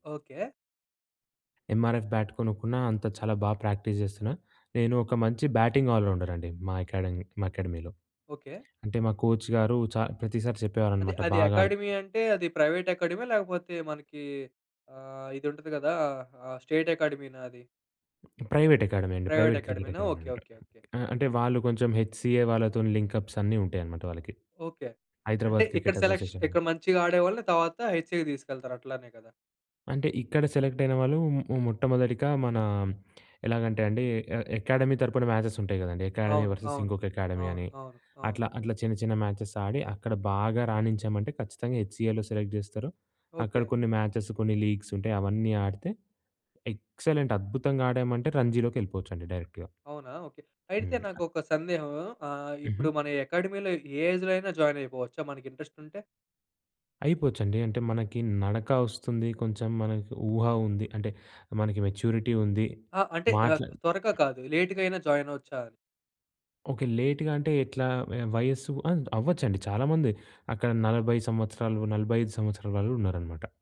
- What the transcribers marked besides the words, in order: in English: "ఎమ్ఆర్ఎఫ్ బ్యాట్"; in English: "ప్రాక్టీస్"; in English: "బ్యాటింగ్ ఆల్ రౌండర్"; in English: "ఎకాడమీ"; in English: "ఎకాడమీలో"; in English: "కోచ్‌గారు"; in English: "అకాడమీ"; in English: "ప్రైవేట్"; in English: "స్టేట్"; in English: "ప్రైవేట్ ఎకాడమీ"; in English: "ప్రైవేట్"; in English: "క్రికెట్ ఎకాడమీ"; in English: "హెచ్‌సిఏ"; in English: "లింక్‌అప్స్"; in English: "క్రికెట్ అసోసియేషన్"; in English: "హెచ్‌సిఏకి"; in English: "సెలెక్ట్"; in English: "ఎ ఎకాడమీ"; in English: "మ్యాచెస్"; in English: "ఎకాడమీ వర్సెస్"; in English: "ఎకాడమీ"; in English: "మ్యాచెస్"; in English: "హెచ్‌సిఏలో సెలెక్ట్"; in English: "మ్యాచెస్"; in English: "లీగ్స్"; in English: "ఎక్సలెంట్"; in English: "డైరెక్ట్‌గా"; other noise; in English: "అకాడమీలో"; in English: "ఏజ్‌లో"; in English: "జాయిన్"; in English: "ఇంట్రెస్ట్"; in English: "మెచ్యూరిటీ"; in English: "లేట్‌గా"; other background noise; in English: "జాయిన్"; in English: "లేట్‌గా"
- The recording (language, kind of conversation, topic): Telugu, podcast, ఒక చిన్న సహాయం పెద్ద మార్పు తేవగలదా?